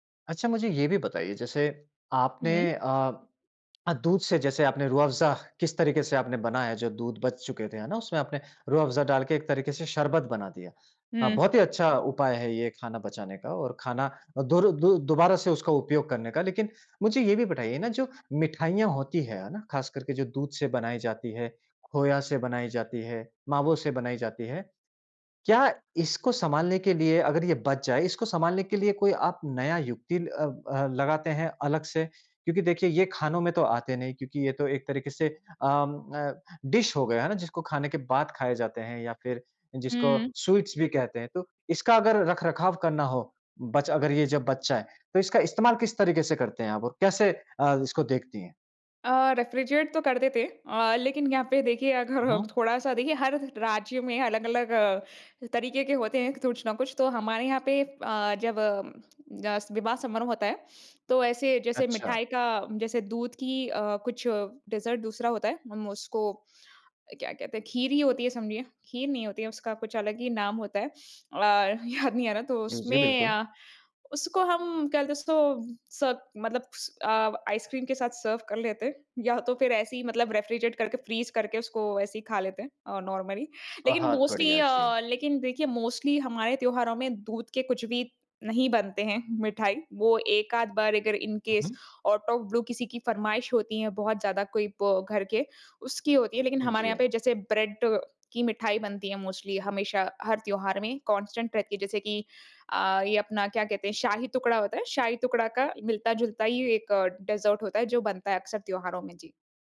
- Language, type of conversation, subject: Hindi, podcast, त्योहारों में बचा हुआ खाना आप आमतौर पर कैसे संभालते हैं?
- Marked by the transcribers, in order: in English: "डिश"; in English: "स्वीट्स"; in English: "रेफ़्रीजरेट"; "कुछ" said as "तुछ"; in English: "डेज़र्ट"; in English: "सर्व"; in English: "रेफ़्रीजरेट"; in English: "फ़्रीज़"; in English: "नॉर्मली"; in English: "मोस्टली"; in English: "मोस्टली"; in English: "इन केस आऊट ऑफ़ ब्लू"; in English: "ब्रेड"; in English: "मोस्टली"; in English: "कांस्टेंट"; in English: "डेज़र्ट"